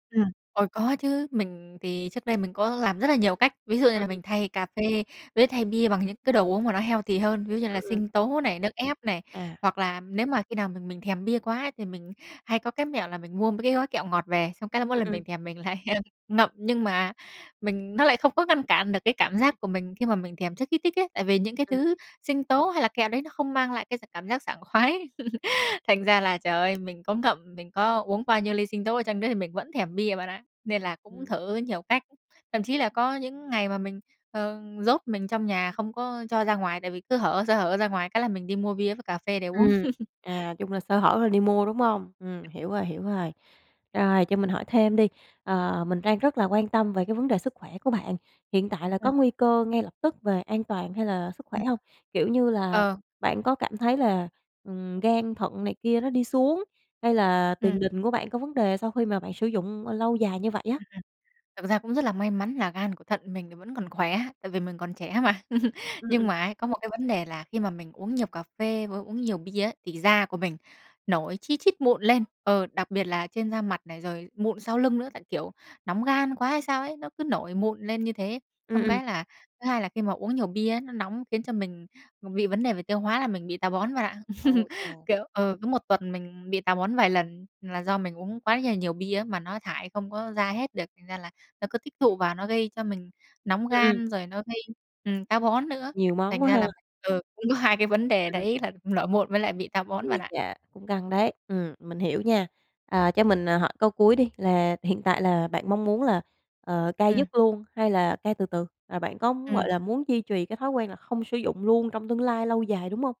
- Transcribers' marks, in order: tapping; in English: "healthy"; laughing while speaking: "lại, ơ"; laughing while speaking: "khoái"; laugh; "nhốt" said as "giốt"; other background noise; chuckle; chuckle; chuckle; laughing while speaking: "có"
- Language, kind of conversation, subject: Vietnamese, advice, Tôi có đang tái dùng rượu hoặc chất kích thích khi căng thẳng không, và tôi nên làm gì để kiểm soát điều này?